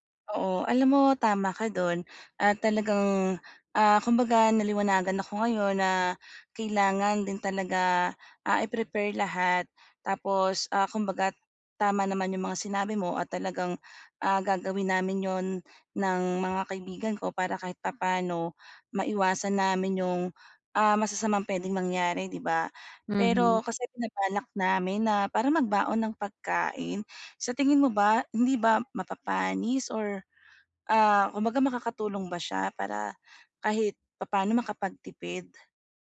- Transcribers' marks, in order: other background noise
- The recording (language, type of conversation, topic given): Filipino, advice, Paano ako makakapag-explore ng bagong lugar nang may kumpiyansa?